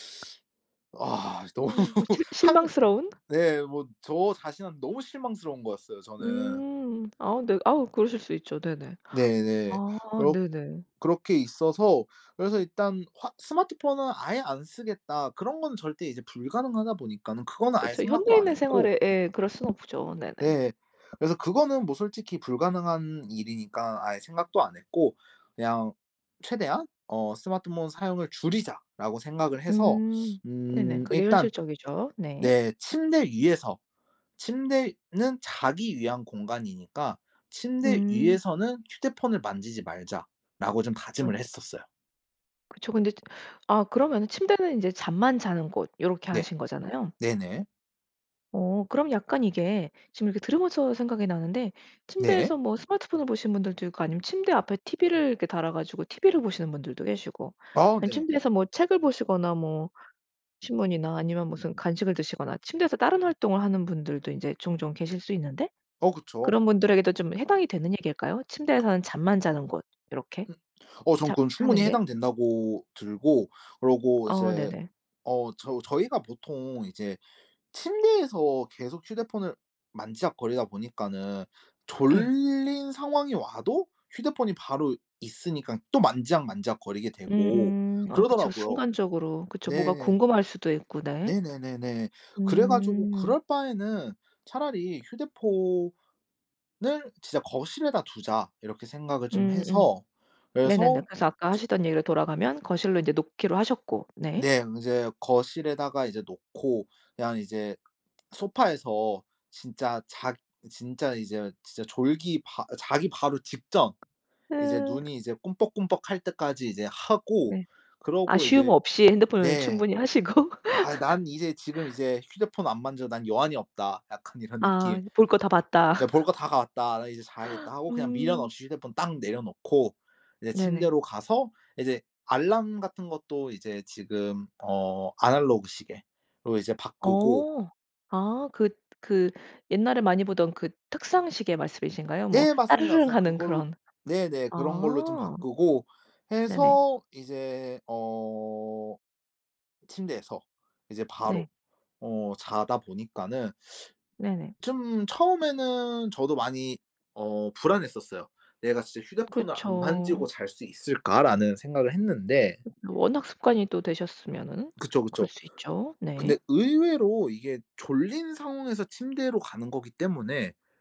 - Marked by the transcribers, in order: other background noise; laughing while speaking: "너무"; tapping; laughing while speaking: "하시고"; laugh; laughing while speaking: "약간"; laugh
- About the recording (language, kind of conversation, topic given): Korean, podcast, 작은 습관 하나가 삶을 바꾼 적이 있나요?